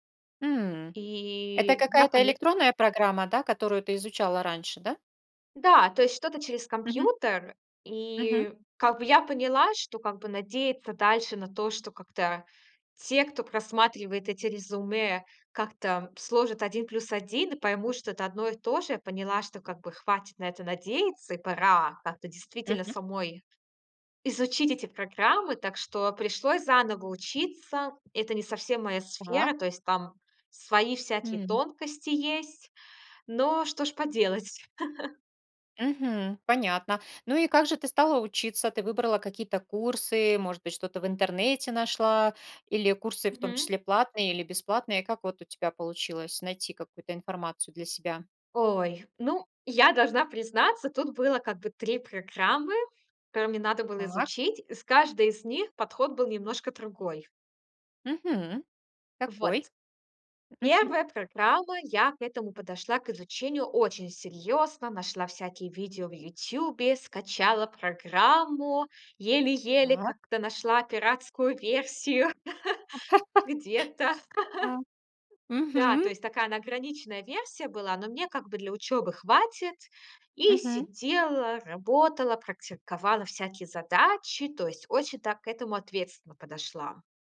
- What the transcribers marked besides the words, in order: chuckle; tapping; laugh; chuckle
- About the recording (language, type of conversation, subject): Russian, podcast, Расскажи о случае, когда тебе пришлось заново учиться чему‑то?